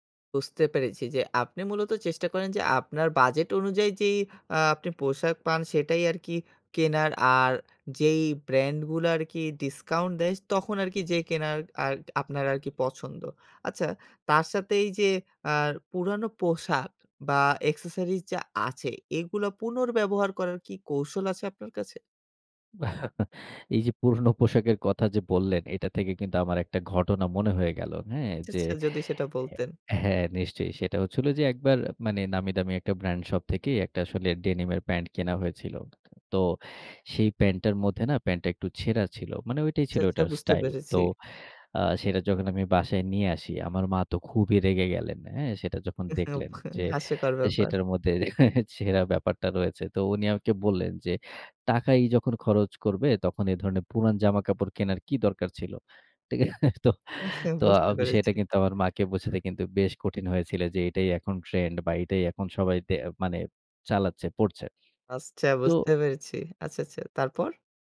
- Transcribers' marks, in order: in English: "accessories"; chuckle; laughing while speaking: "এই যে পুরোনো পোশাকের কথা যে বললেন"; tapping; chuckle; laugh; chuckle; laugh; scoff; "আচ্ছা" said as "আসছা"
- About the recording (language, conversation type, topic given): Bengali, podcast, বাজেটের মধ্যে স্টাইল বজায় রাখার আপনার কৌশল কী?